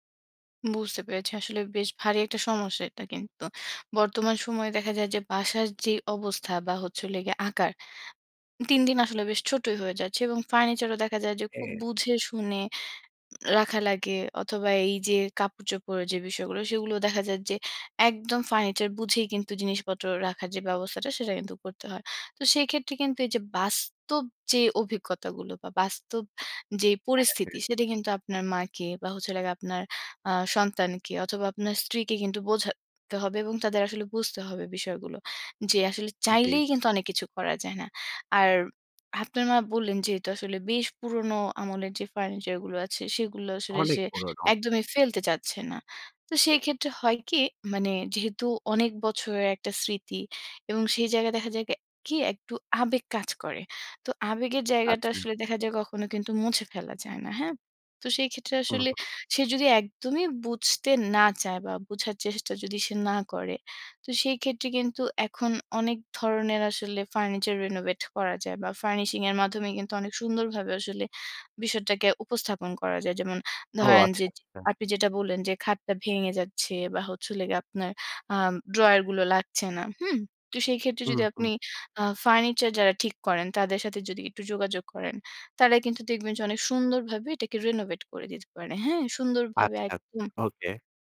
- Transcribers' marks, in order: tapping; swallow; in English: "renovate"; bird
- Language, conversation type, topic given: Bengali, advice, বাড়িতে জিনিসপত্র জমে গেলে আপনি কীভাবে অস্থিরতা অনুভব করেন?